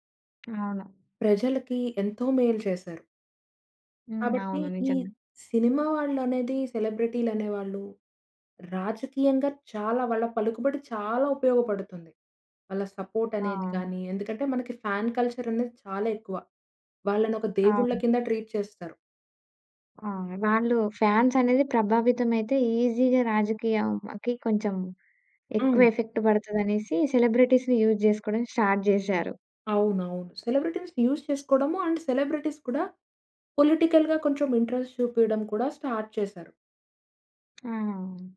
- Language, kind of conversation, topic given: Telugu, podcast, సెలబ్రిటీలు రాజకీయ విషయాలపై మాట్లాడితే ప్రజలపై ఎంత మేర ప్రభావం పడుతుందనుకుంటున్నారు?
- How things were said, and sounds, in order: tapping; in English: "సెలబ్రిటీలు"; in English: "సపోర్ట్"; in English: "ఫాన్ కల్చర్"; in English: "ట్రీట్"; in English: "ఫాన్స్"; in English: "ఈజీగా"; in English: "ఎఫెక్ట్"; in English: "సెలబ్రిటీస్‌ని యూజ్"; in English: "స్టార్ట్"; in English: "సెలబ్రిటీస్ యూజ్"; in English: "అండ్ సెలబ్రిటీస్"; in English: "పొలిటికల్‌గా"; in English: "ఇంట్రెస్ట్"; in English: "స్టార్ట్"